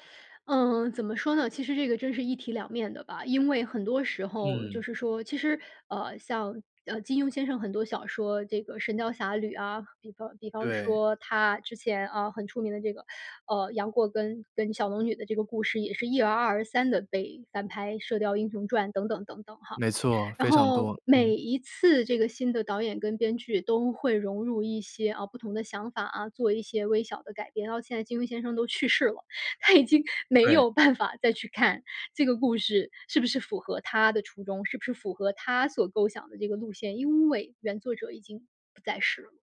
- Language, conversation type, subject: Chinese, podcast, 为什么老故事总会被一再翻拍和改编？
- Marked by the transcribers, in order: "一而再、再而三" said as "一而二而三"; laughing while speaking: "他已经"; laughing while speaking: "办"